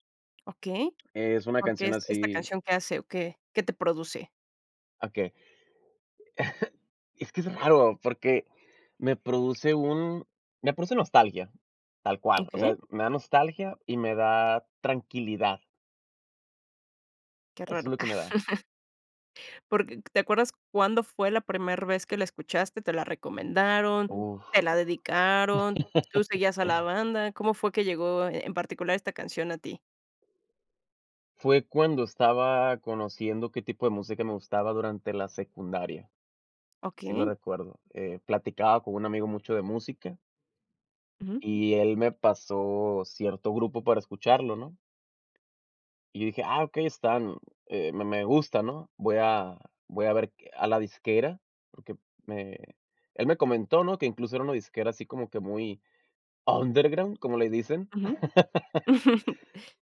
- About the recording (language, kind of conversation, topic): Spanish, podcast, ¿Qué canción te devuelve a una época concreta de tu vida?
- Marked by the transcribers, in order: cough; chuckle; laugh; chuckle